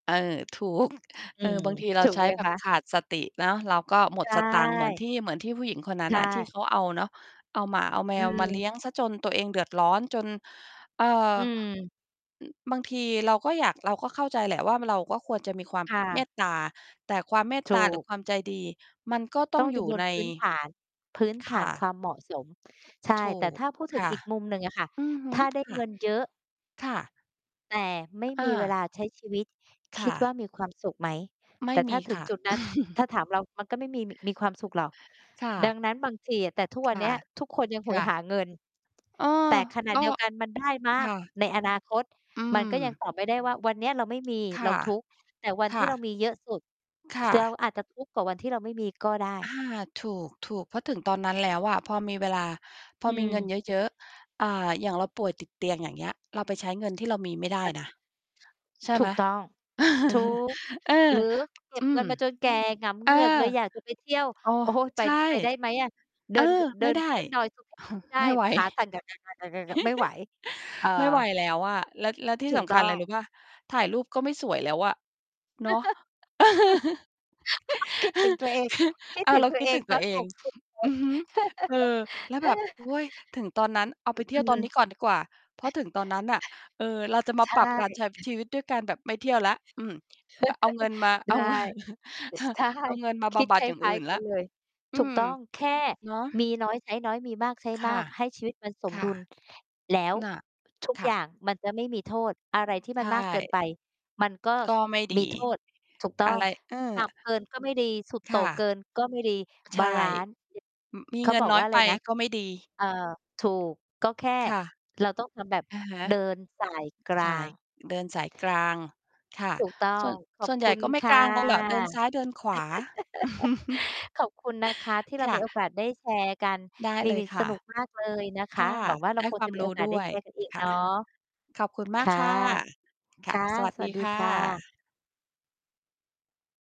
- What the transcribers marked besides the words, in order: other noise; distorted speech; mechanical hum; tapping; chuckle; other background noise; "เรา" said as "แซว"; background speech; chuckle; chuckle; chuckle; chuckle; chuckle; laughing while speaking: "เงิน"; chuckle; chuckle; chuckle
- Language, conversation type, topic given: Thai, unstructured, คุณคิดว่าเงินสำคัญต่อความสุขมากแค่ไหน?